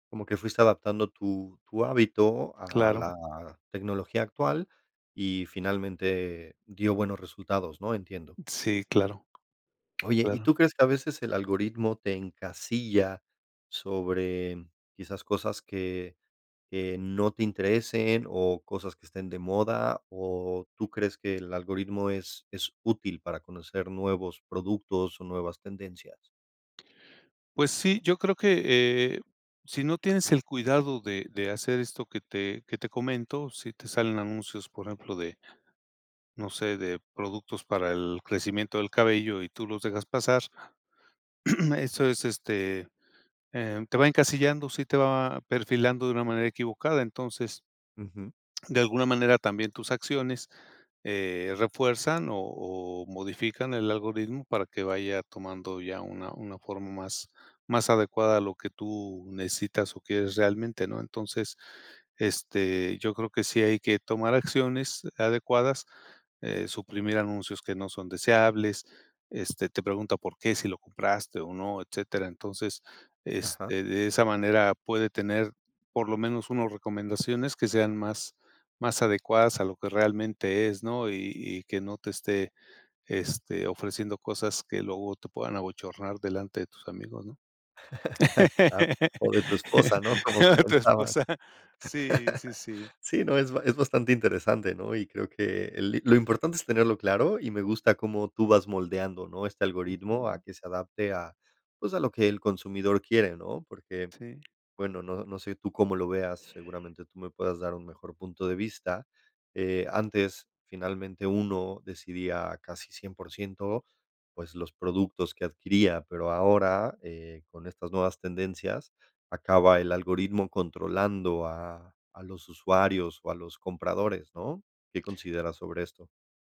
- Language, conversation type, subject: Spanish, podcast, ¿Cómo influye el algoritmo en lo que consumimos?
- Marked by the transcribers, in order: other background noise; throat clearing; other noise; chuckle; chuckle; laugh; laughing while speaking: "Tu esposa"